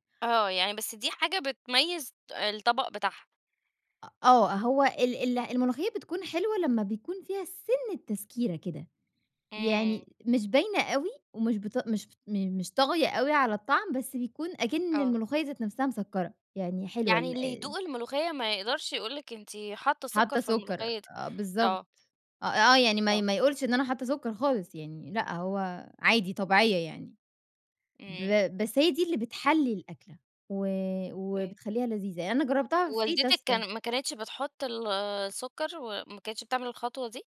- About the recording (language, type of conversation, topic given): Arabic, podcast, إيه أكتر طبق بتحبه في البيت وليه بتحبه؟
- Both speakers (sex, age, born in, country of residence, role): female, 25-29, Egypt, Egypt, guest; female, 30-34, Egypt, Romania, host
- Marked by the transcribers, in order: unintelligible speech; unintelligible speech